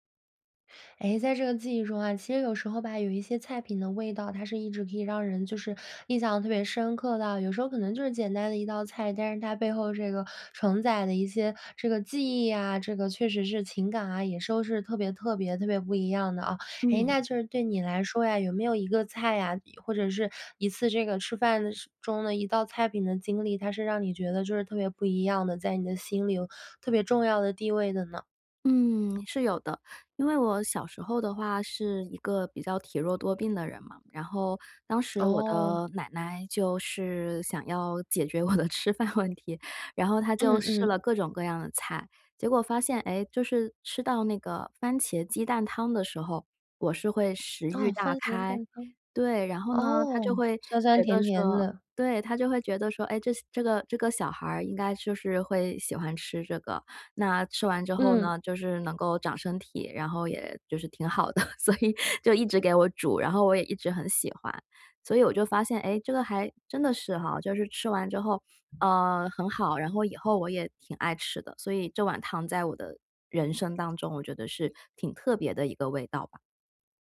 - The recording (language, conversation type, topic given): Chinese, podcast, 有没有一碗汤能让你瞬间觉得安心？
- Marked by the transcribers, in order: other background noise; laughing while speaking: "我的吃饭问题"; laughing while speaking: "的，所以"